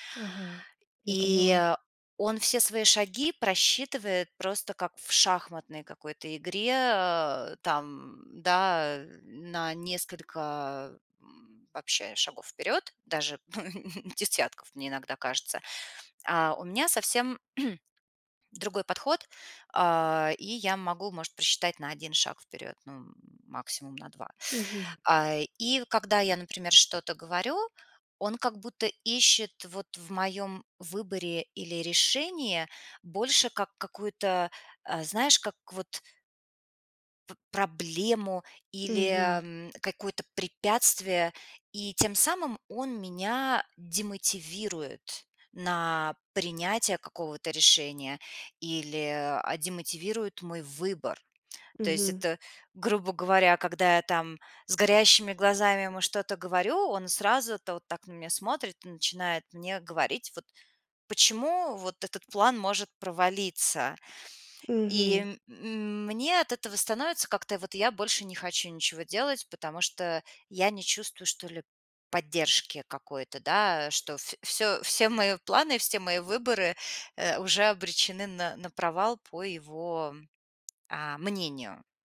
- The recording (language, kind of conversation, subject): Russian, advice, Как реагировать, если близкий человек постоянно критикует мои выборы и решения?
- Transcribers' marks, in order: tapping; laugh; throat clearing; other background noise